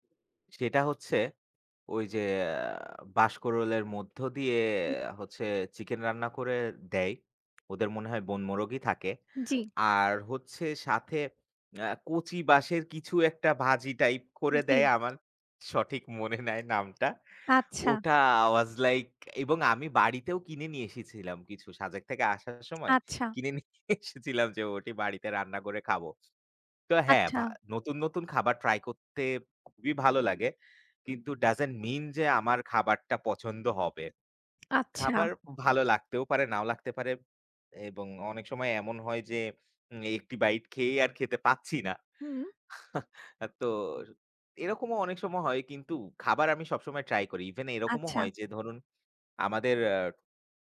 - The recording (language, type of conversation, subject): Bengali, unstructured, ভ্রমণের সময় আপনি কোন বিষয়টি সবচেয়ে বেশি উপভোগ করেন?
- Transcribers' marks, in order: chuckle